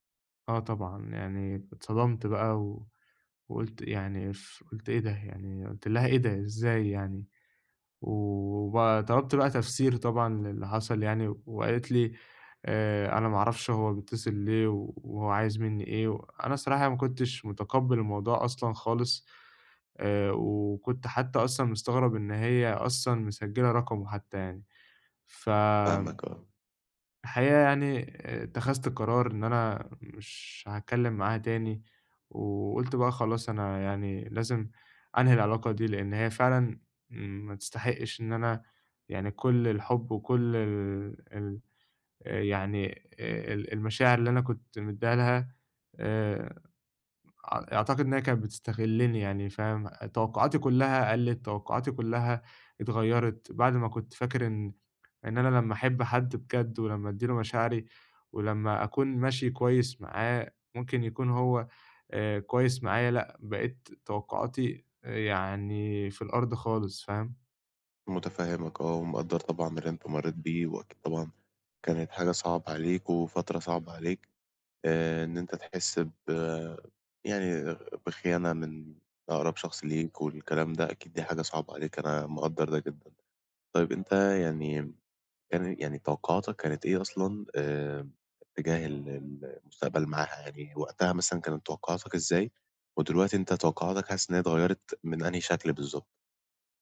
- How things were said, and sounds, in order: other background noise; tapping
- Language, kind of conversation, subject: Arabic, advice, إزاي أتعلم أتقبل نهاية العلاقة وأظبط توقعاتي للمستقبل؟